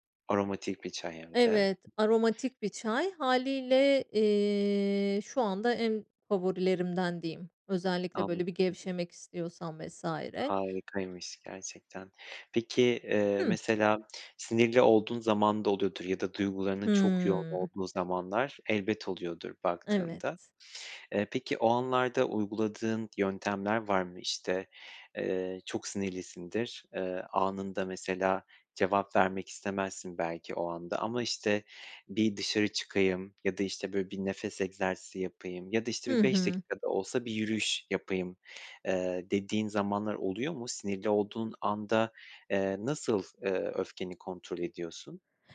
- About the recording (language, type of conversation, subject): Turkish, podcast, Yoğun bir günün sonunda rahatlamak için ne yaparsın?
- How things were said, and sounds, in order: other background noise; tapping